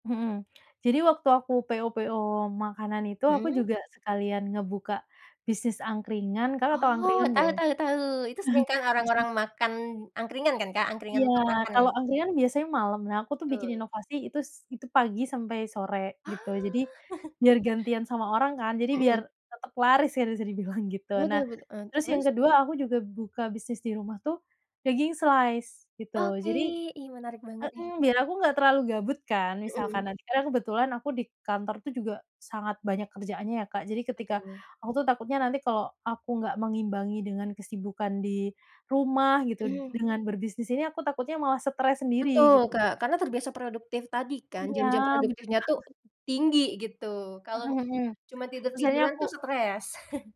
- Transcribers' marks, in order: tongue click; chuckle; chuckle; other background noise; in English: "slice"; other animal sound; tapping; chuckle
- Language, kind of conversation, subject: Indonesian, podcast, Apa saja yang perlu dipertimbangkan sebelum berhenti kerja dan memulai usaha sendiri?
- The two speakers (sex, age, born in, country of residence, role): female, 25-29, Indonesia, Indonesia, host; female, 30-34, Indonesia, Indonesia, guest